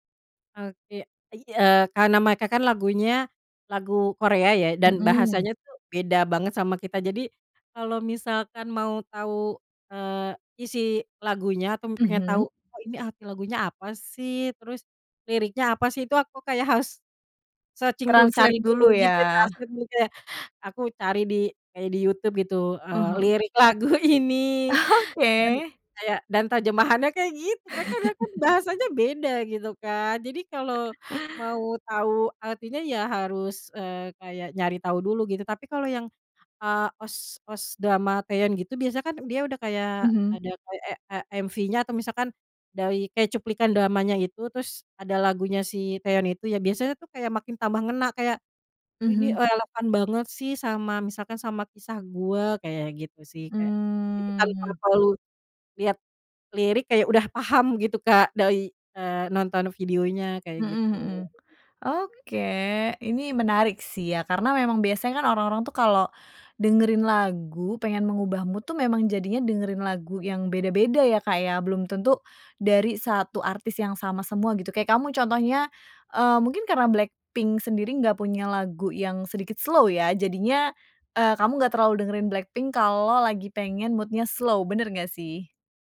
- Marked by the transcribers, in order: in English: "searching"; in English: "Translate"; in English: "translate"; laughing while speaking: "lagu ini"; laughing while speaking: "Oke"; chuckle; chuckle; in English: "mood"; in English: "slow"; in English: "mood-nya slow"
- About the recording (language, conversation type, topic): Indonesian, podcast, Bagaimana perubahan suasana hatimu memengaruhi musik yang kamu dengarkan?